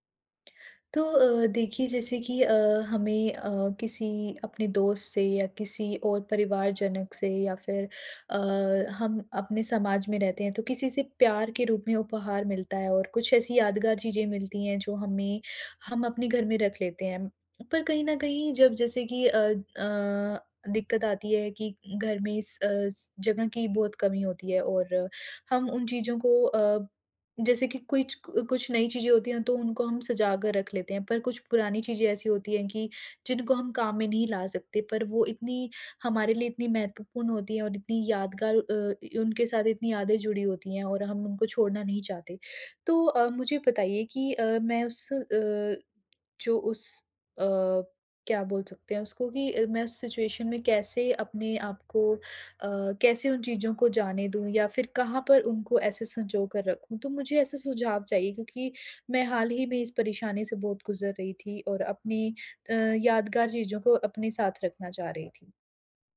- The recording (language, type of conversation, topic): Hindi, advice, उपहारों और यादगार चीज़ों से घर भर जाने पर उन्हें छोड़ना मुश्किल क्यों लगता है?
- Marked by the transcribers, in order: in English: "सिचुएशन"